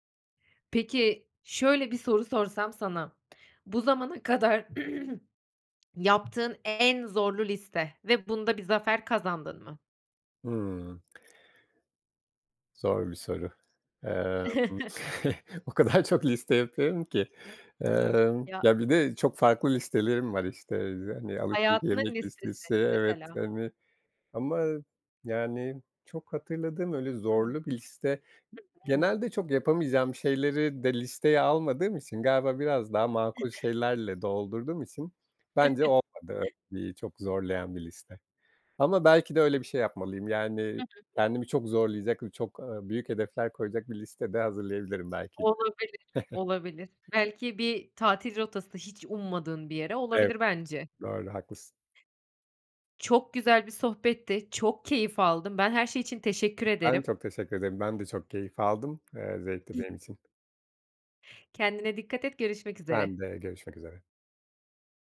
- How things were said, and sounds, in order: throat clearing; chuckle; laughing while speaking: "o kadar çok liste yapıyorum ki"; chuckle; unintelligible speech; unintelligible speech; other noise; chuckle; chuckle; other background noise
- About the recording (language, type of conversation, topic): Turkish, podcast, Kendi kendine öğrenmek mümkün mü, nasıl?